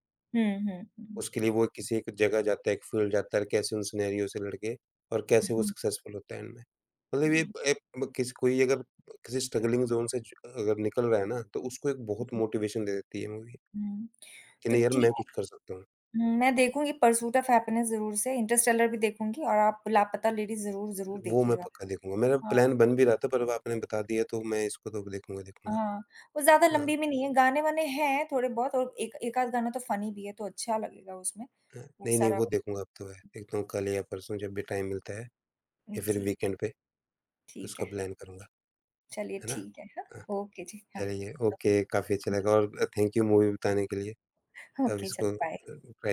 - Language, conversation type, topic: Hindi, unstructured, आपने आखिरी बार कौन-सी फ़िल्म देखकर खुशी महसूस की थी?
- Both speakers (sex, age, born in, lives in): female, 50-54, India, United States; male, 35-39, India, India
- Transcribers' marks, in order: in English: "फील्ड"; in English: "सिनेरियो"; in English: "सक्सेसफुल"; in English: "एंड"; in English: "स्ट्रगलिंग ज़ोन"; in English: "मोटिवेशन"; in English: "मूवी"; in English: "प्लान"; in English: "फनी"; other background noise; tapping; in English: "टाइम"; in English: "वीकेंड"; in English: "प्लान"; in English: "ओके"; other noise; in English: "थैंक यू मूवी"; in English: "ओके"; in English: "बाय"; unintelligible speech